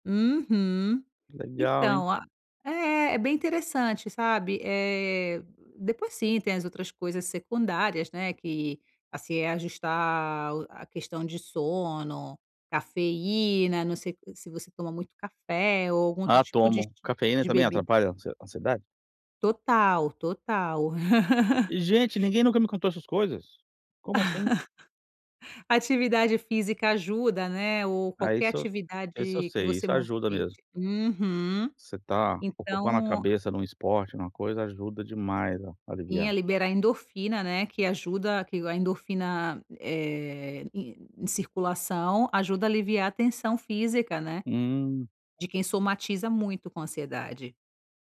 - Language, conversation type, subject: Portuguese, advice, Como posso aprender a conviver com a ansiedade sem sentir que ela me domina?
- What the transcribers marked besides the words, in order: tapping; laugh; laugh; stressed: "demais"